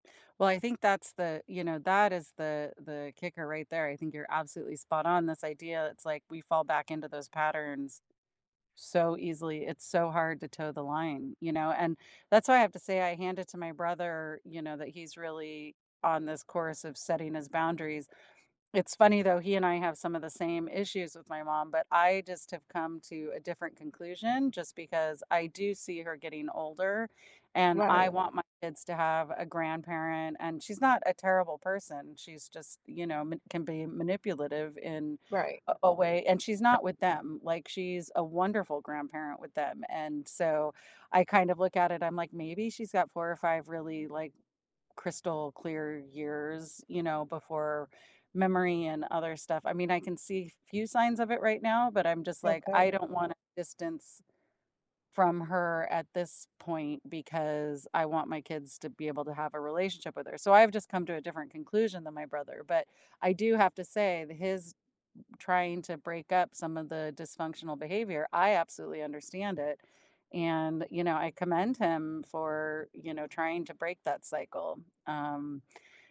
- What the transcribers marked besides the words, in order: tapping; other background noise
- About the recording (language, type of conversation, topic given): English, unstructured, Have you ever felt manipulated during a conversation, and how did you respond?
- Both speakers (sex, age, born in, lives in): female, 50-54, United States, United States; female, 60-64, United States, United States